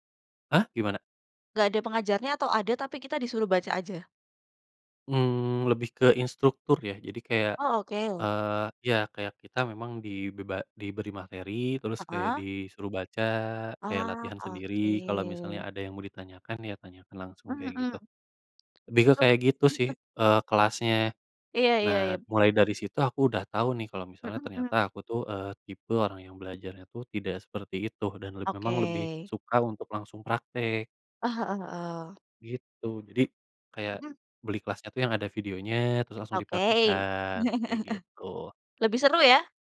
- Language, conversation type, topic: Indonesian, unstructured, Menurutmu, bagaimana cara membuat pelajaran menjadi lebih menyenangkan?
- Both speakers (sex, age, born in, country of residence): female, 20-24, Indonesia, Indonesia; male, 25-29, Indonesia, Indonesia
- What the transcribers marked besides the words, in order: tapping; other background noise; chuckle; chuckle